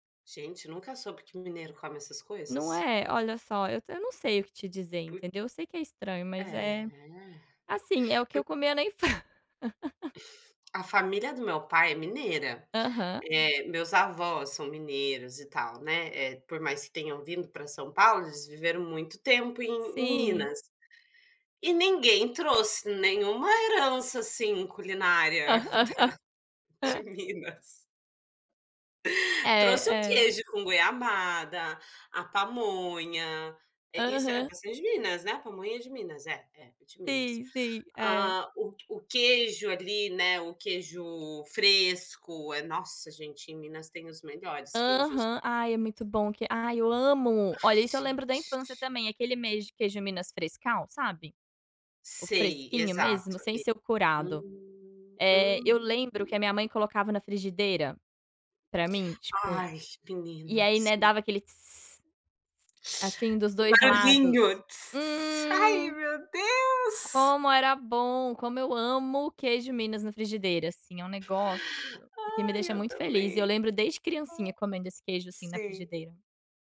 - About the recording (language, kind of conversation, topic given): Portuguese, unstructured, Qual comida traz mais lembranças da sua infância?
- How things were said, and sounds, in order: tapping; drawn out: "É"; other background noise; laughing while speaking: "infân"; laugh; chuckle; chuckle; unintelligible speech; drawn out: "Hum"; other noise; drawn out: "Hum"; joyful: "Ai, meu Deus"